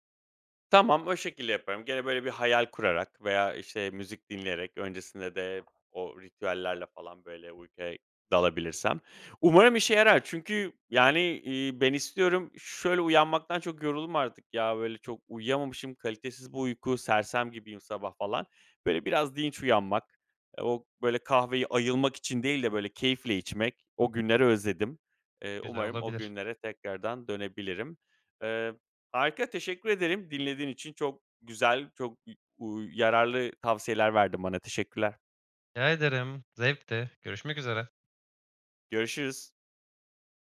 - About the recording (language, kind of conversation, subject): Turkish, advice, Akşamları ekran kullanımı nedeniyle uykuya dalmakta zorlanıyorsanız ne yapabilirsiniz?
- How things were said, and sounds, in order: other background noise